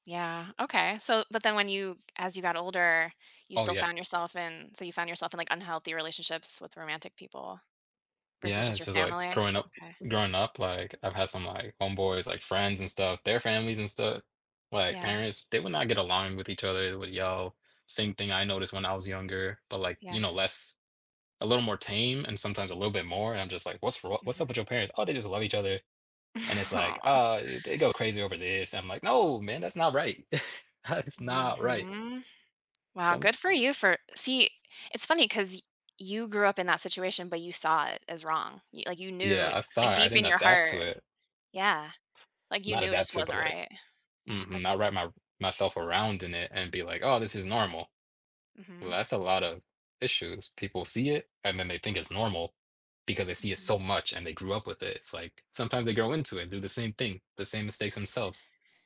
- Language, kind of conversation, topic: English, unstructured, What are some emotional or practical reasons people remain in relationships that aren't healthy for them?
- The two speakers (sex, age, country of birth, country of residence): female, 40-44, United States, United States; male, 20-24, United States, United States
- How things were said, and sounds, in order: tapping; chuckle; chuckle; laughing while speaking: "That's"; other background noise